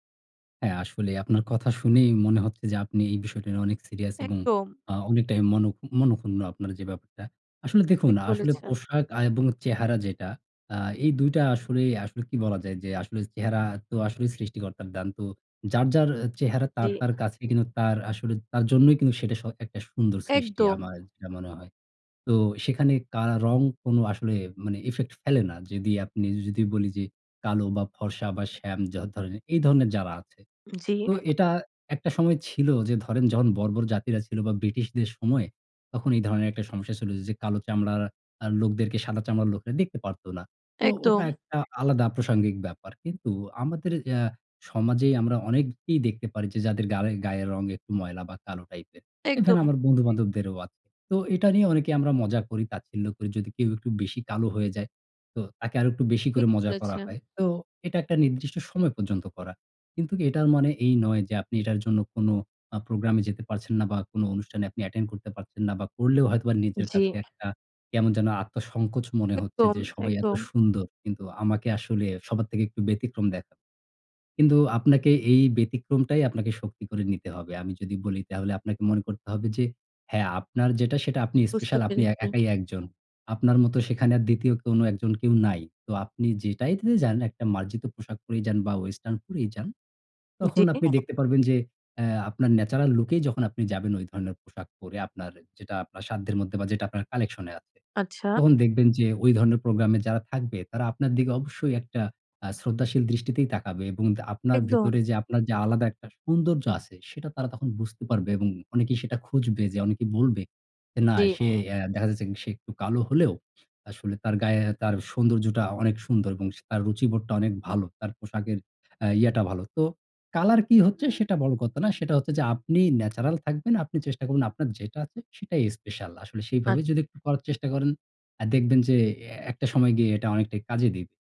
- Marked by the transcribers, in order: background speech; other background noise; in English: "effect"; "যখন" said as "যহন"; "প্রাসঙ্গিক" said as "প্রসাঙ্গিক"; tapping; in English: "western"; in English: "natural look"; in English: "collection"; "তখন" said as "তহন"; horn; in English: "natural"
- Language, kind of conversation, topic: Bengali, advice, আপনি পোশাক-পরিচ্ছদ ও বাহ্যিক চেহারায় নিজের রুচি কীভাবে লুকিয়ে রাখেন?
- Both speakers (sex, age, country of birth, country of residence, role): female, 20-24, Bangladesh, Italy, user; male, 35-39, Bangladesh, Bangladesh, advisor